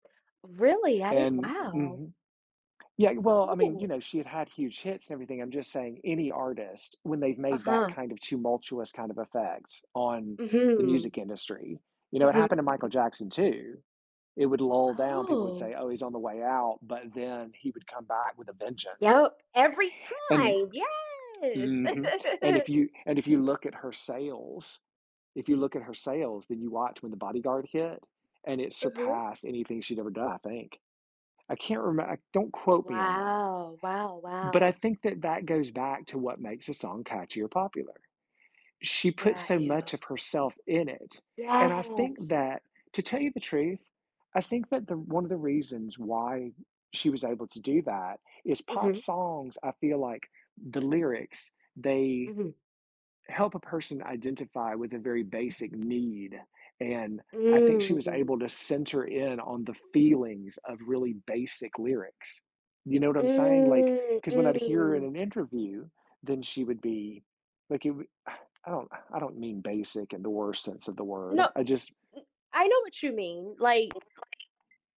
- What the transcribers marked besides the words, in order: other background noise; laugh; tapping; drawn out: "Mm"; drawn out: "Mm"; sigh; unintelligible speech; alarm
- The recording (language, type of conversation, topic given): English, podcast, Why do certain songs stick in our heads and become hits?